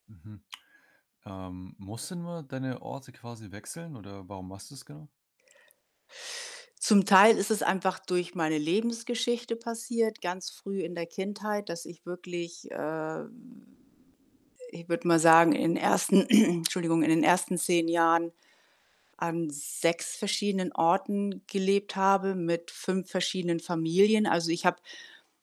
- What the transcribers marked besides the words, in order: static; drawn out: "ähm"; throat clearing; other background noise
- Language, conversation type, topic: German, advice, Wie erlebst du soziale Angst bei Treffen, und was macht es dir schwer, Kontakte zu knüpfen?